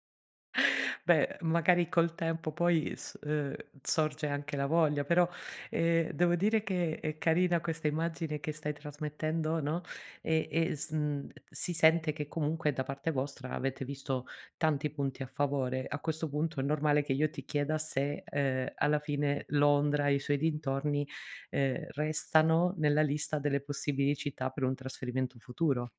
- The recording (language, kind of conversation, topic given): Italian, podcast, Che consiglio daresti per viaggiare con poco budget?
- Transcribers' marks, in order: inhale